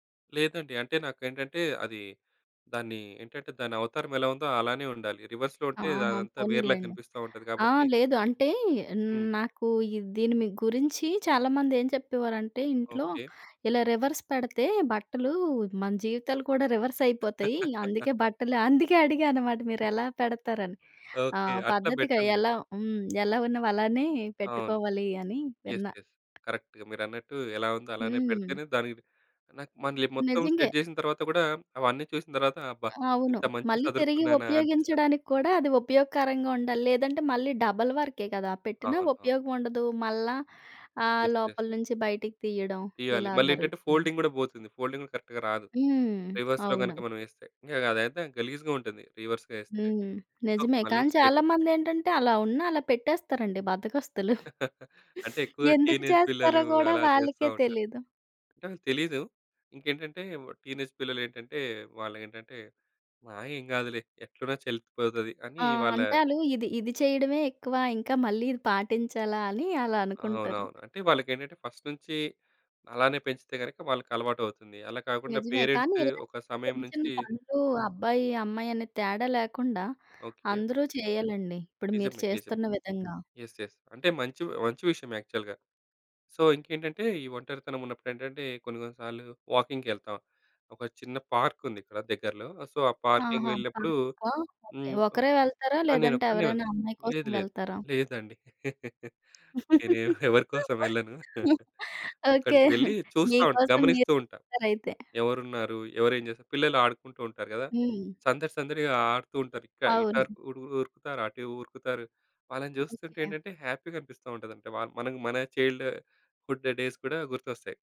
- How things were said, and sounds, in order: in English: "రివర్స్‌లో"; in English: "రివర్స్"; laugh; other noise; tapping; in English: "యెస్. యెస్. కరక్ట్‌గా"; in English: "సెట్"; in English: "డబల్"; in English: "యెస్. యెస్"; in English: "ఫోల్డింగ్"; other background noise; in English: "ఫోల్డింగ్"; in English: "కరక్ట్‌గా"; lip smack; in English: "రివర్స్‌లో"; in Arabic: "గలీజ్‌గా"; in English: "రివర్స్‌గా"; chuckle; in English: "టీనేజ్"; in English: "టీనేజ్"; in English: "ఫస్ట్"; in English: "యెస్ యెస్"; in English: "యాక్చువల్‌గా. సో"; in English: "పార్క్‌కా?"; in English: "సో"; in English: "పార్కింగ్‌కి"; chuckle; laugh; laughing while speaking: "ఎ ఎవరి కోసం వెళ్ళను"; in English: "చైల్డ్ హుడ్ డేస్"
- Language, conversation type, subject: Telugu, podcast, ఒంటరితనాన్ని తగ్గించేందుకు మొదటి అడుగు ఏమిటి?